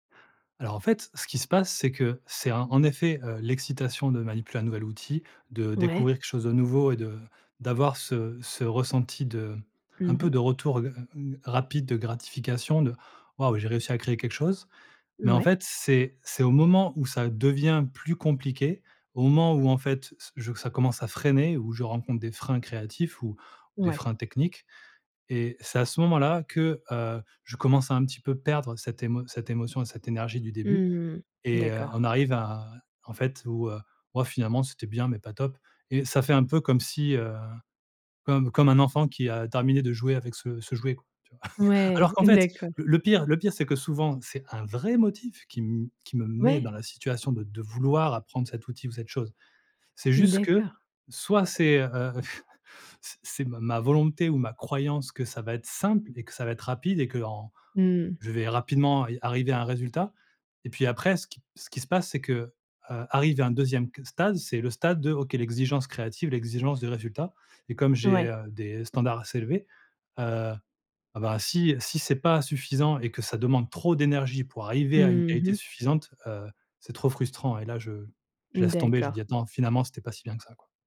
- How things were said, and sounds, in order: chuckle; stressed: "vrai"; chuckle
- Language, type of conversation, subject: French, advice, Comment surmonter mon perfectionnisme qui m’empêche de finir ou de partager mes œuvres ?